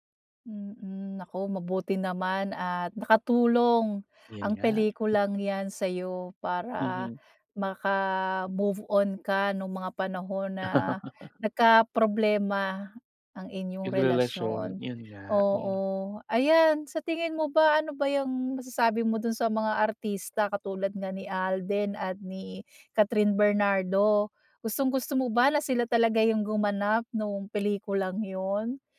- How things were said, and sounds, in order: other background noise; laugh
- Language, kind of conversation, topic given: Filipino, podcast, Ano ang paborito mong pelikula, at bakit ito tumatak sa’yo?